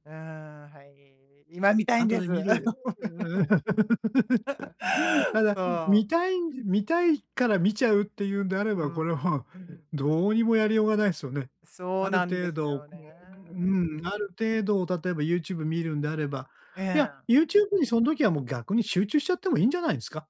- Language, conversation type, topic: Japanese, advice, 集中して作業する時間をどのように作り、管理すればよいですか？
- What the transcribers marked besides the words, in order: laugh; laugh